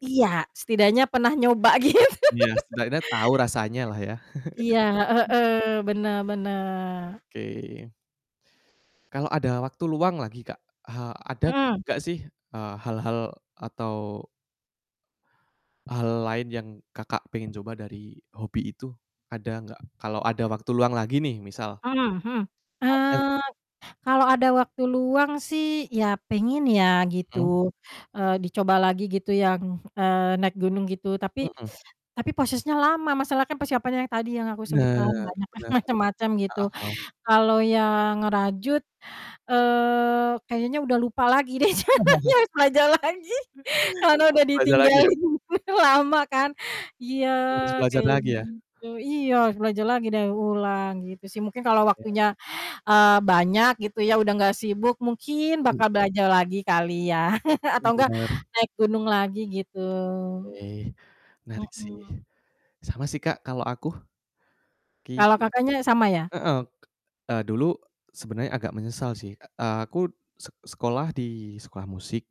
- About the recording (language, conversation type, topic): Indonesian, unstructured, Hobi apa yang ingin kamu pelajari, tetapi belum sempat?
- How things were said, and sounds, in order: static; laughing while speaking: "gitu"; distorted speech; laugh; other background noise; chuckle; drawn out: "eee"; chuckle; laughing while speaking: "deh, sayanya harus belajar lagi karena udah ditinggalin lama kan"; chuckle; unintelligible speech